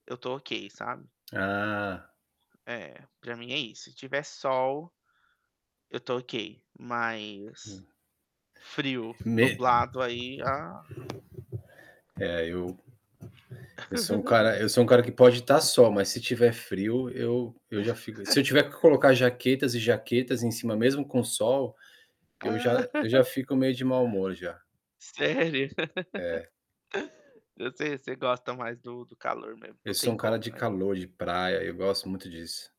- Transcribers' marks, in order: static; tapping; other background noise; laugh; chuckle; laugh; chuckle
- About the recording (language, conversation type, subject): Portuguese, unstructured, O que você prefere: um dia chuvoso ou um dia ensolarado?